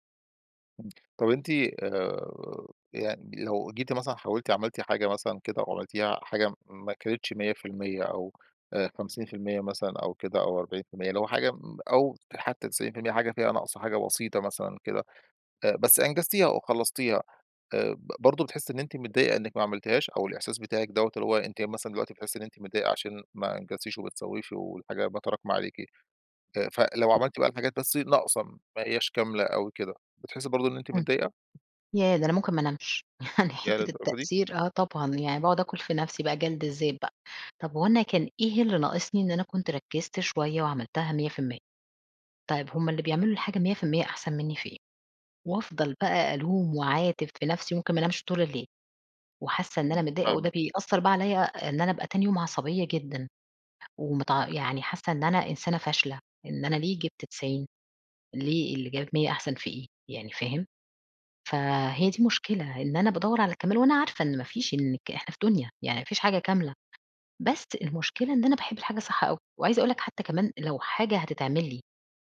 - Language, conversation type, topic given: Arabic, advice, إزاي بتتعامل مع التسويف وتأجيل شغلك الإبداعي لحد آخر لحظة؟
- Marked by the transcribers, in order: other background noise; other noise; tapping; laughing while speaking: "يعني حتّة"